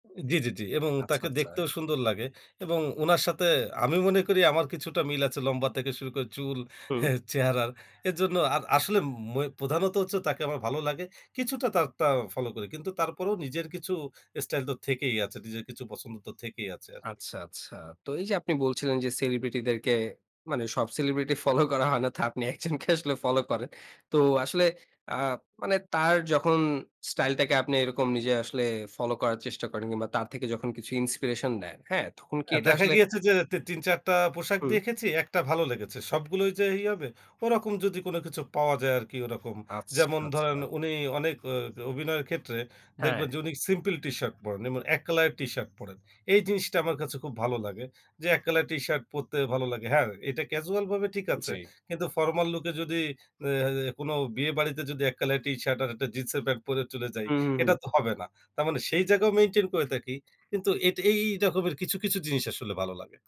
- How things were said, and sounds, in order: "স্টাইল" said as "এস্টাইল"; in English: "celebrity"; laughing while speaking: "সব celebrity ফলো করা হয় না তো আপনি একজনকে আসলে ফলো করেন"; in English: "celebrity"; in English: "inspiration"; in English: "casual"; in English: "formal look"; in English: "maintain"
- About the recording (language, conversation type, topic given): Bengali, podcast, তুমি নিজের স্টাইল কীভাবে গড়ে তোলো?